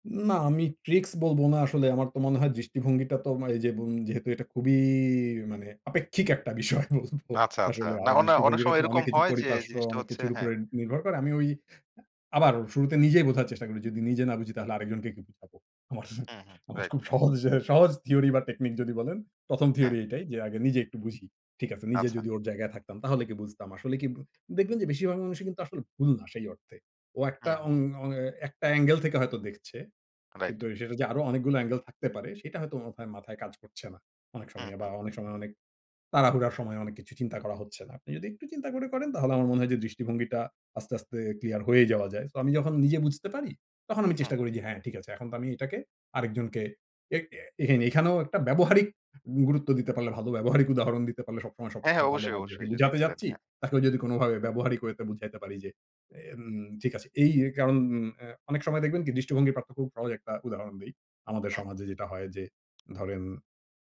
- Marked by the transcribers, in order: laughing while speaking: "বলব"; other background noise; "যাকে" said as "জেকে"; tapping
- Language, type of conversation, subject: Bengali, podcast, সহজ তিনটি উপায়ে কীভাবে কেউ সাহায্য পেতে পারে?